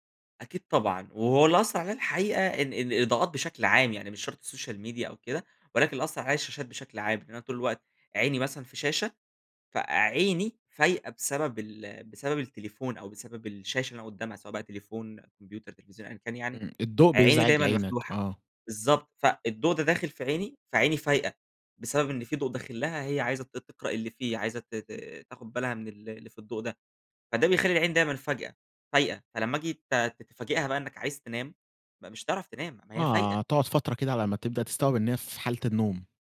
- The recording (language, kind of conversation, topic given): Arabic, podcast, إيه أهم نصايحك للي عايز ينام أسرع؟
- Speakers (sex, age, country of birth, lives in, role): male, 20-24, Egypt, Egypt, guest; male, 20-24, Egypt, Egypt, host
- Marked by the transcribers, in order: in English: "السوشيال ميديا"